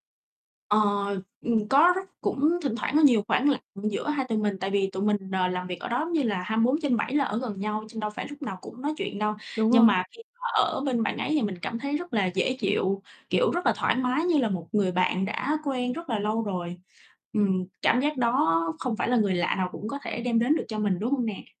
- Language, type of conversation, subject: Vietnamese, podcast, Bạn có thể kể về một lần bạn và một người lạ không nói cùng ngôn ngữ nhưng vẫn hiểu nhau được không?
- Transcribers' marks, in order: static; distorted speech; tapping